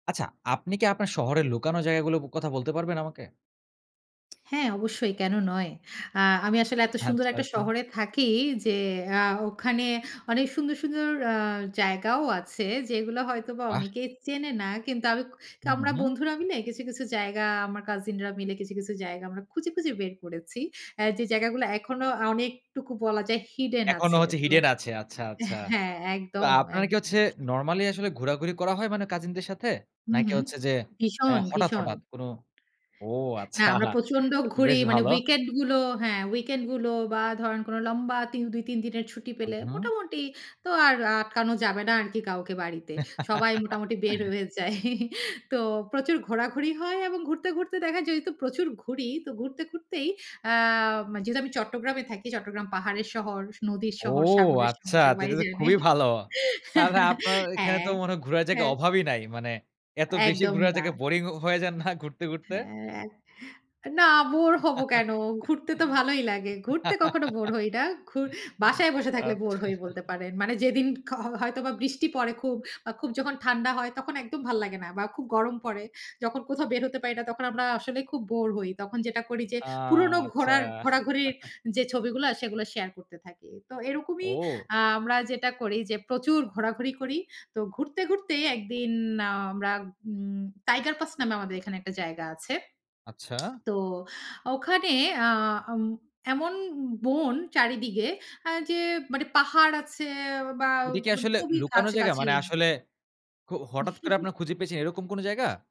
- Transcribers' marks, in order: lip smack; "অনেকটুকু" said as "আনেকটুকু"; in English: "hidden"; in English: "hidden"; laughing while speaking: "হ্যাঁ, একদম, একদম"; tapping; laughing while speaking: "ও, আচ্ছা! বেশ ভালো"; unintelligible speech; "weekend" said as "weeken"; stressed: "লম্বা"; chuckle; chuckle; surprised: "ও, আচ্ছা!"; joyful: "তো এটা তো খুবই ভালো"; laughing while speaking: "সবাই জানে হ্যাঁ। হ্যাঁ"; chuckle; laugh; laughing while speaking: "আচ্ছা"; chuckle; surprised: "আচ্ছা!"; lip smack; "চারিদিকে" said as "চারিদিগে"; chuckle
- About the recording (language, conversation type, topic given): Bengali, podcast, তুমি কি তোমার শহরের লুকানো জায়গাগুলোর কথা বলতে পারো?